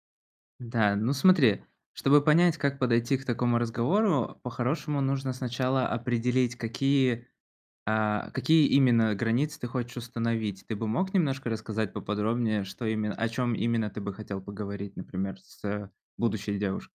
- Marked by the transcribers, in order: none
- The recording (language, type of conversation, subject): Russian, advice, Как мне говорить партнёру о своих потребностях и личных границах в отношениях, чтобы избежать конфликта?